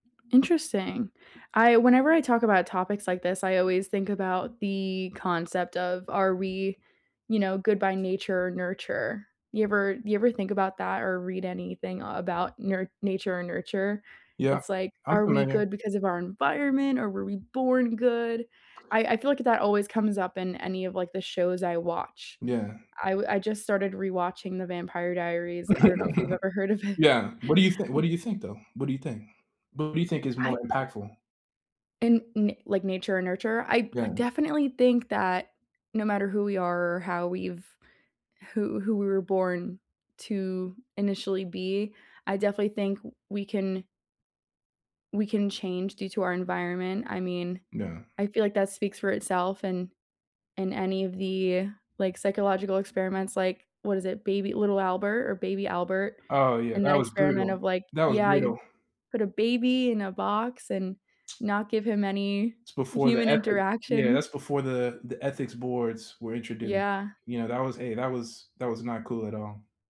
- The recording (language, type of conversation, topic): English, unstructured, How do you make time for people and hobbies to strengthen social connections?
- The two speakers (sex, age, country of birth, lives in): female, 25-29, United States, United States; male, 20-24, United States, United States
- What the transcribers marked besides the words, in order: other background noise; tapping; chuckle; laughing while speaking: "of it"; laugh